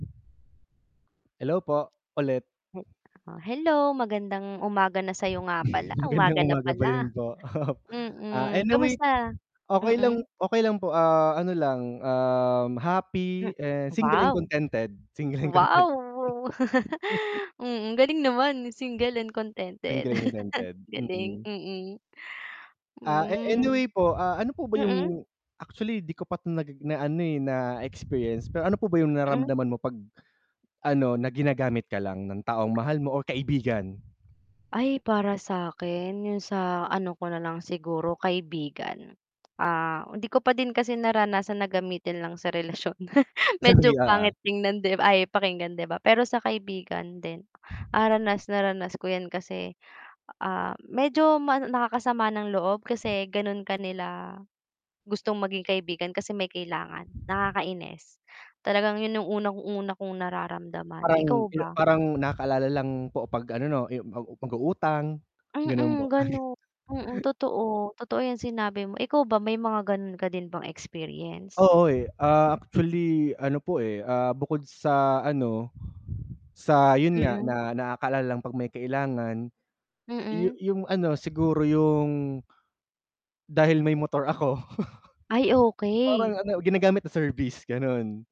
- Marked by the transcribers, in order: wind; chuckle; laughing while speaking: "Single and contented"; chuckle; chuckle; static; tapping; chuckle; chuckle; chuckle
- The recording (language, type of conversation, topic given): Filipino, unstructured, Ano ang gagawin mo kapag nararamdaman mong ginagamit ka lang?